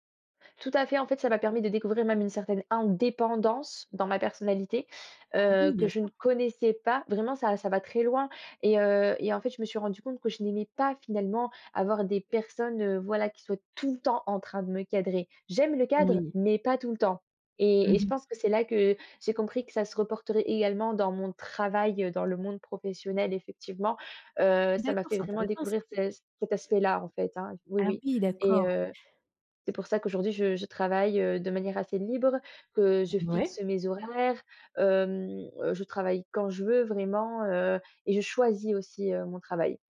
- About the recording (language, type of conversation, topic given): French, podcast, Peux-tu me parler d’une expérience d’apprentissage qui t’a marqué(e) ?
- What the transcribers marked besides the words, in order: stressed: "indépendance"; stressed: "tout"; stressed: "choisis"